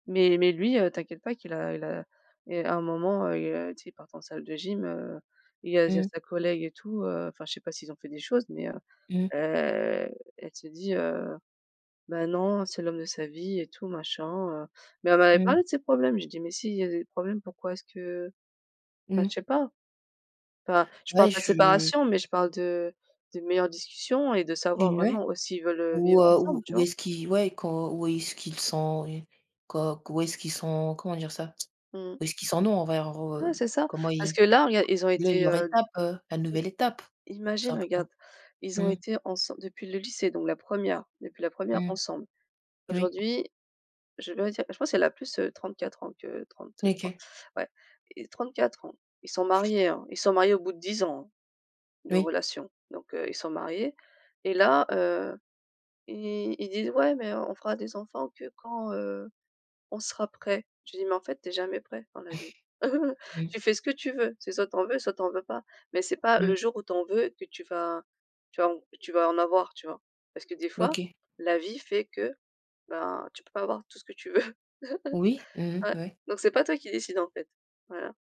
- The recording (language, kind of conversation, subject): French, unstructured, Penses-tu que tout le monde mérite une seconde chance ?
- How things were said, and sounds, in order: drawn out: "heu"; tapping; unintelligible speech; lip smack; unintelligible speech; other background noise; chuckle; chuckle